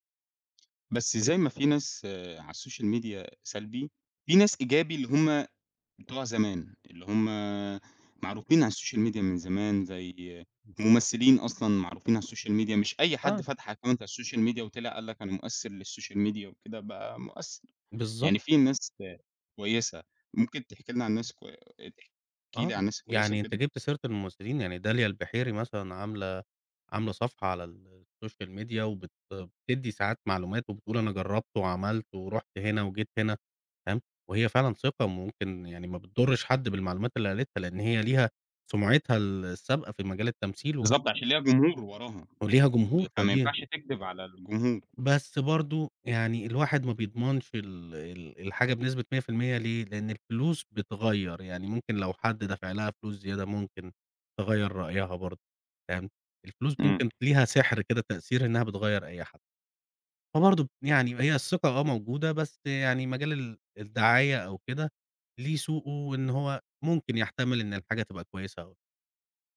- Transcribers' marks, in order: tapping; in English: "الsocial media"; in English: "الsocial media"; in English: "الsocial media"; in English: "account"; in English: "الsocial media"; in English: "للsocial media"; in English: "الsocial media"
- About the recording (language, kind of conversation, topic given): Arabic, podcast, إزاي السوشيال ميديا غيّرت طريقتك في اكتشاف حاجات جديدة؟
- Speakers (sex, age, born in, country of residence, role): male, 35-39, Egypt, Egypt, guest; male, 45-49, Egypt, Egypt, host